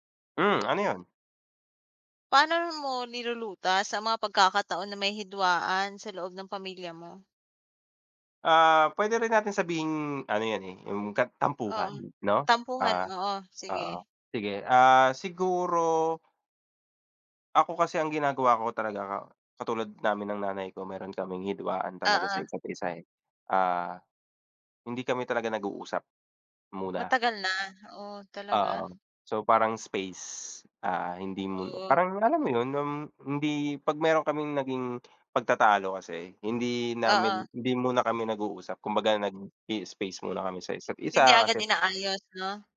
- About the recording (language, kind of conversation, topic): Filipino, unstructured, Paano ninyo nilulutas ang mga hidwaan sa loob ng pamilya?
- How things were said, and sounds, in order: tongue click; other background noise; tapping